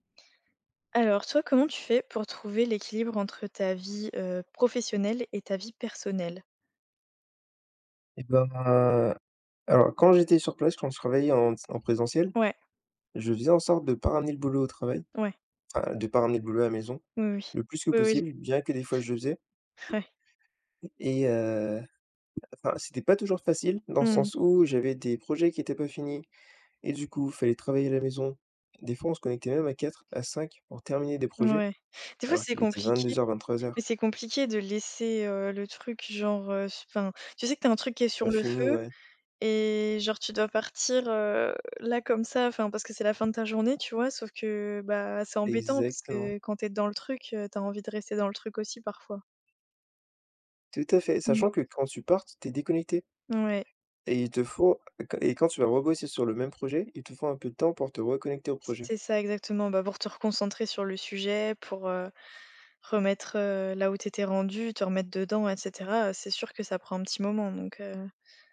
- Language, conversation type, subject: French, unstructured, Comment trouves-tu l’équilibre entre travail et vie personnelle ?
- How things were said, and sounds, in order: drawn out: "bah"; tapping; other background noise